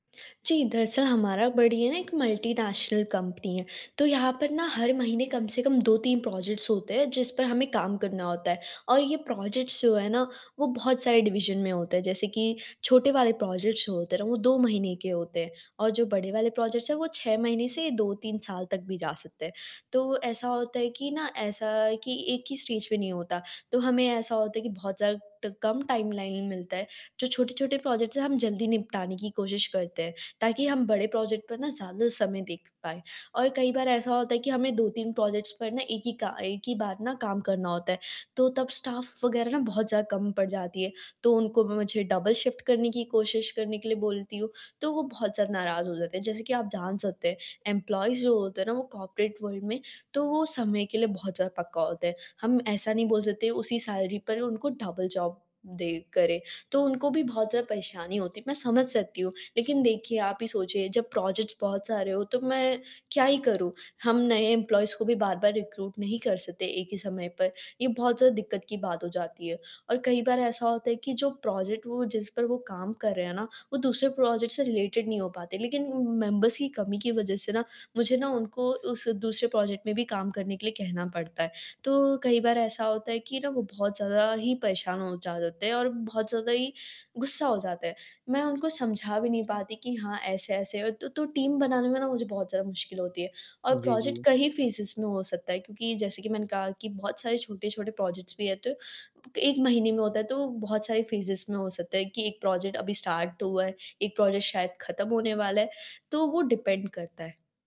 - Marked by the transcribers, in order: in English: "मल्टीनेशनल"; in English: "प्रोजेक्ट्स"; in English: "प्रोजेक्ट्स"; in English: "डिवीज़न"; in English: "प्रोजेक्ट्स"; in English: "प्रोजेक्ट्स"; in English: "स्टेज"; in English: "टाइमलाइन"; in English: "प्रोजेक्ट्स"; in English: "प्रोजेक्ट"; in English: "प्रोजेक्ट्स"; in English: "स्टाफ"; in English: "डबल शिफ्ट"; in English: "एम्प्लॉइज़"; in English: "कॉर्पोरेट वर्ल्ड"; in English: "सैलरी"; in English: "डबल जॉब"; in English: "प्रोजेक्ट्स"; in English: "एम्प्लॉइज़"; in English: "रिक्रूट"; in English: "प्रोजेक्ट"; in English: "प्रोजेक्ट"; in English: "रिलेटेड"; in English: "मेंबर्स"; in English: "प्रोजेक्ट"; in English: "टीम"; in English: "प्रोजेक्ट"; in English: "फेजेस"; in English: "प्रोजेक्ट्स"; in English: "फेजेस"; in English: "प्रोजेक्ट"; in English: "स्टार्ट"; in English: "प्रोजेक्ट"; in English: "डिपेंड"
- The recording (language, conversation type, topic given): Hindi, advice, स्टार्टअप में मजबूत टीम कैसे बनाऊँ और कर्मचारियों को लंबे समय तक कैसे बनाए रखूँ?